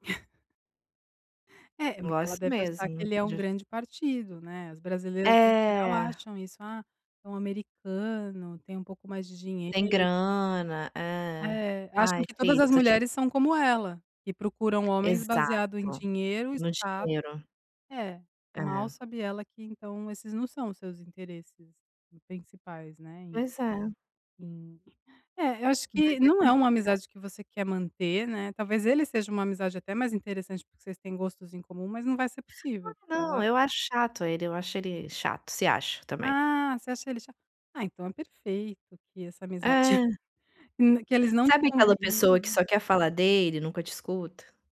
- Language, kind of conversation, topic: Portuguese, advice, Como posso manter uma amizade durante grandes mudanças na vida?
- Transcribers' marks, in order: chuckle; unintelligible speech; tapping; chuckle